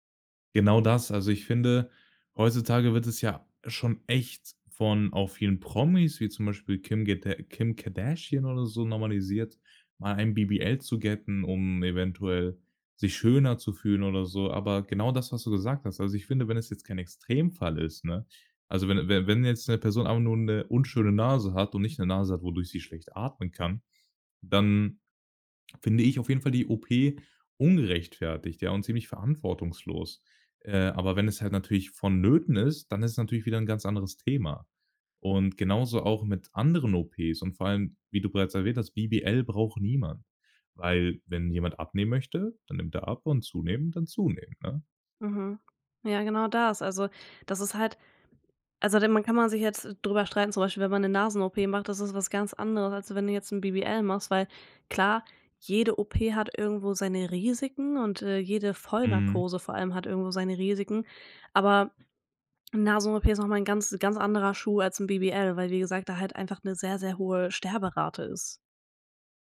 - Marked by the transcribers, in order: other background noise
- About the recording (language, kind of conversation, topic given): German, podcast, Wie beeinflussen Filter dein Schönheitsbild?